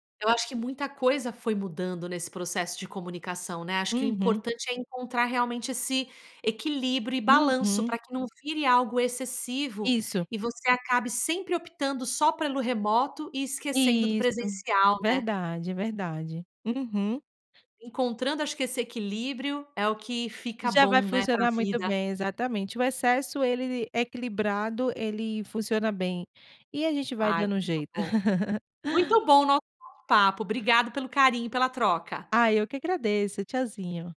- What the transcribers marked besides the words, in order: giggle
- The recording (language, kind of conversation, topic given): Portuguese, podcast, Como lidar com o excesso de telas e redes sociais?